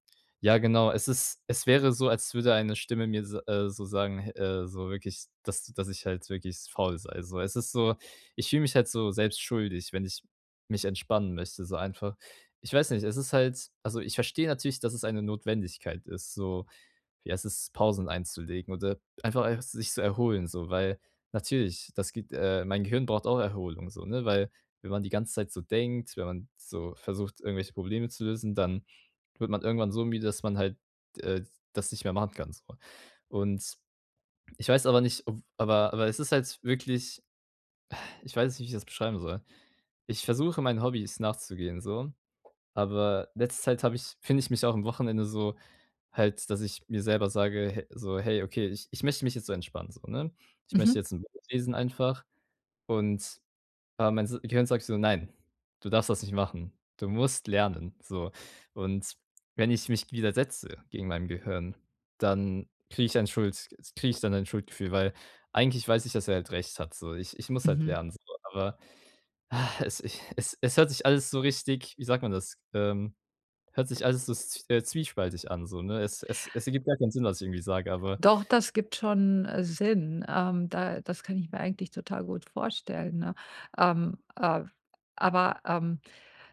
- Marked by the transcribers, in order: unintelligible speech; unintelligible speech; other background noise; sigh
- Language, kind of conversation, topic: German, advice, Wie kann ich zu Hause trotz Stress besser entspannen?